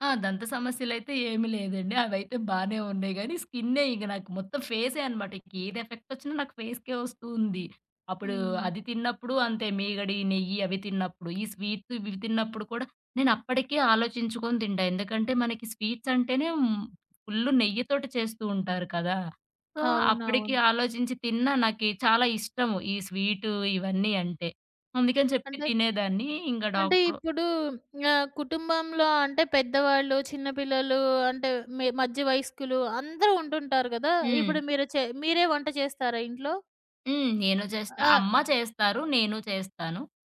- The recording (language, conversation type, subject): Telugu, podcast, వయస్సు పెరిగేకొద్దీ మీ ఆహార రుచుల్లో ఏలాంటి మార్పులు వచ్చాయి?
- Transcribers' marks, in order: in English: "ఫేసే అనమాట"; in English: "ఎఫెక్ట్"; in English: "ఫేస్‌కే"; in English: "స్వీట్స్"; in English: "సో"; other background noise